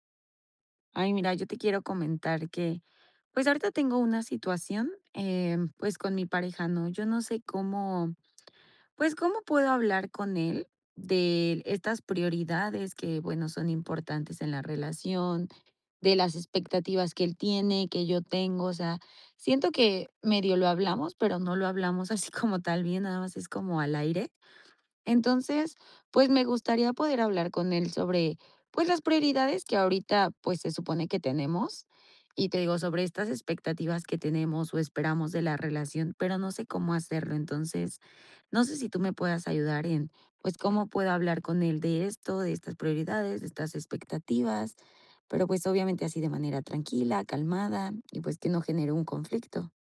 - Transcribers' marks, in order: tapping; laughing while speaking: "así"
- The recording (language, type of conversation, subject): Spanish, advice, ¿Cómo podemos hablar de nuestras prioridades y expectativas en la relación?